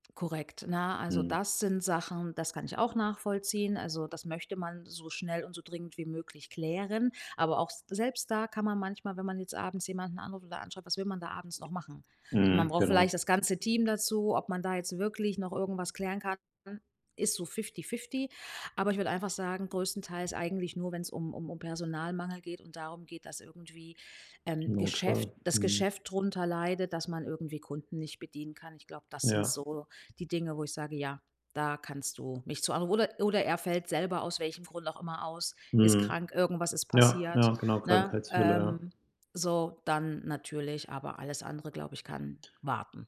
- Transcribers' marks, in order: none
- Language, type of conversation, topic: German, podcast, Wie gehst du mit Nachrichten außerhalb der Arbeitszeit um?